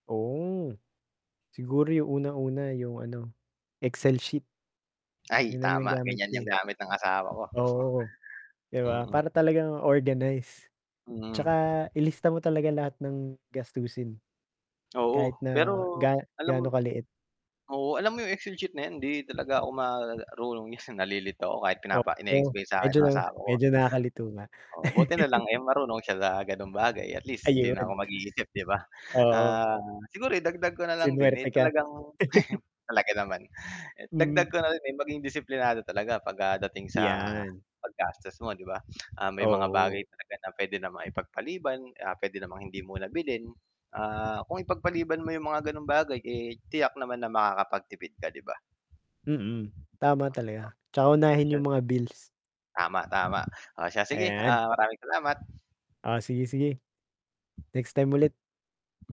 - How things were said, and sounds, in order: drawn out: "Oh"; other background noise; chuckle; wind; static; tapping; distorted speech; laugh; chuckle; laugh; lip smack; unintelligible speech
- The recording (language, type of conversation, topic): Filipino, unstructured, Ano ang simpleng paraan na ginagawa mo para makatipid buwan-buwan?